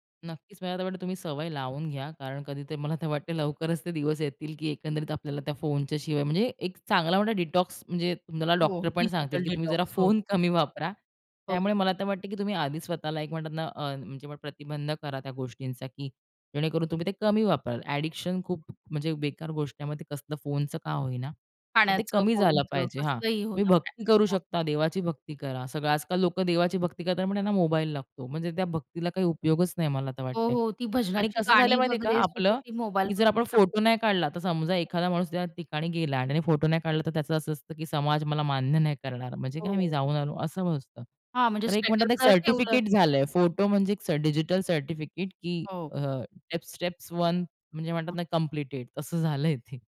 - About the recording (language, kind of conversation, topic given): Marathi, podcast, तुम्हाला काय वाटते, तुम्ही स्मार्टफोनशिवाय एक दिवस कसा काढाल?
- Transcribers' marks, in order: tapping; in English: "डिटॉक्स"; in English: "डिजिटल डिटॉक्स"; laughing while speaking: "कमी"; other background noise; laughing while speaking: "मान्य"; in English: "स्टेटस"; in English: "टेप्स स्टेप्स"; laughing while speaking: "झालंय ते"